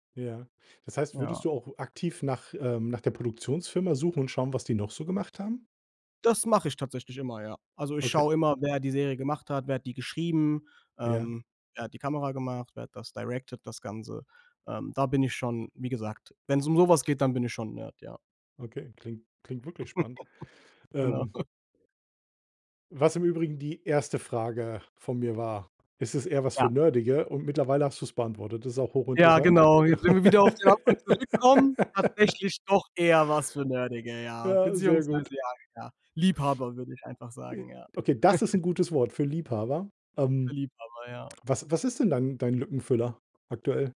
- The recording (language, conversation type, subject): German, podcast, Welche Serie würdest du wirklich allen empfehlen und warum?
- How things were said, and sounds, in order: in English: "directed"; giggle; laughing while speaking: "Genau"; other background noise; laugh; giggle